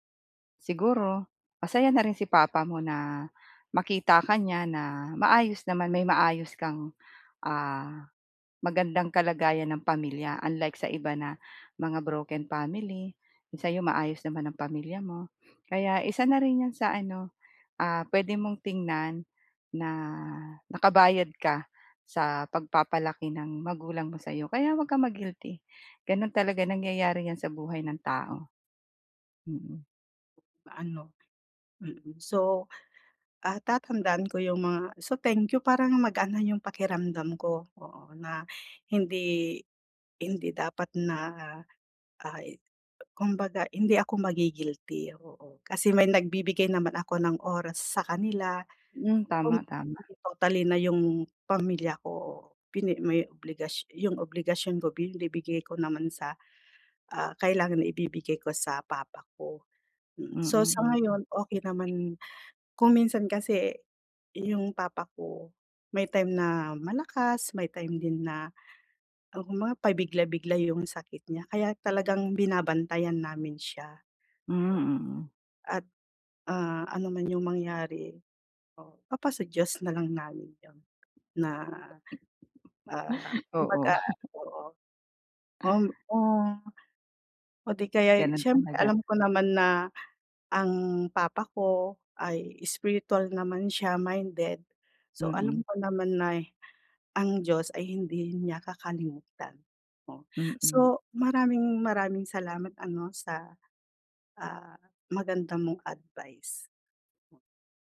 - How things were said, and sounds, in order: tapping; other background noise; chuckle
- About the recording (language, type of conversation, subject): Filipino, advice, Paano ko mapapatawad ang sarili ko kahit may mga obligasyon ako sa pamilya?